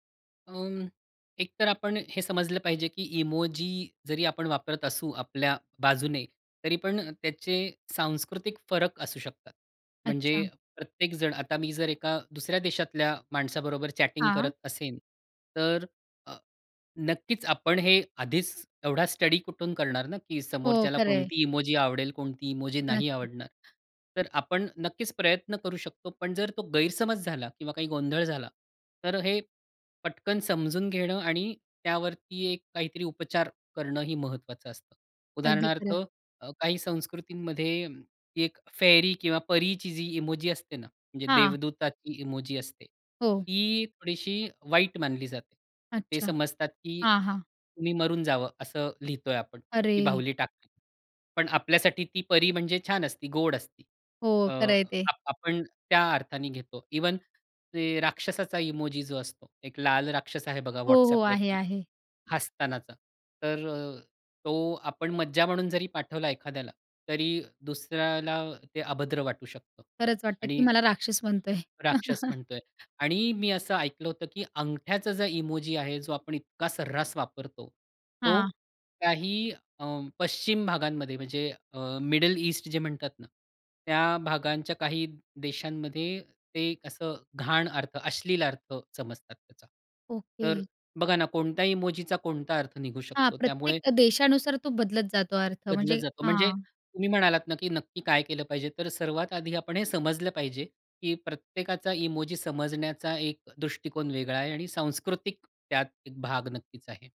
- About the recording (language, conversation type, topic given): Marathi, podcast, इमोजी वापरल्यामुळे संभाषणात कोणते गैरसमज निर्माण होऊ शकतात?
- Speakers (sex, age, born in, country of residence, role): female, 20-24, India, India, host; male, 40-44, India, India, guest
- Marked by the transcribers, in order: other noise; chuckle